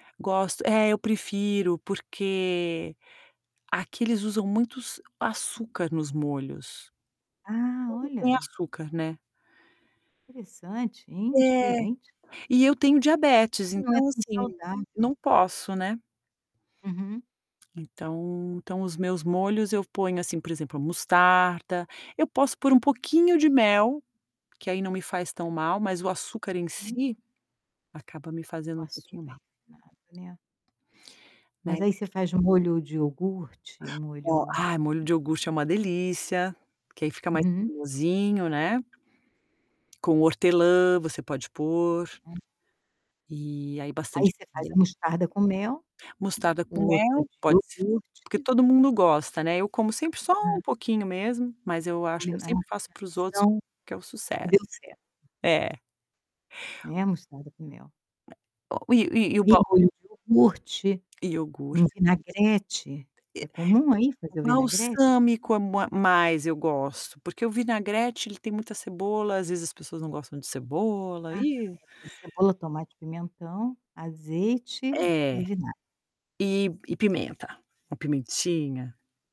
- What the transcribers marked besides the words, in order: tapping; static; distorted speech; unintelligible speech; unintelligible speech; other background noise
- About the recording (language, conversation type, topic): Portuguese, podcast, Como você usa a cozinha como uma forma de expressar sua criatividade?